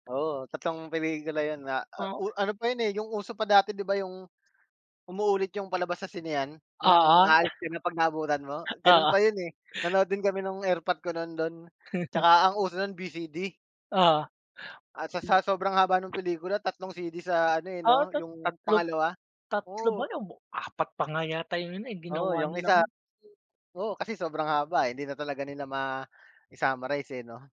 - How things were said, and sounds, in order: tapping; chuckle; laugh; laugh; other noise
- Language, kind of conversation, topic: Filipino, unstructured, Alin ang mas gusto mo at bakit: magbasa ng libro o manood ng pelikula?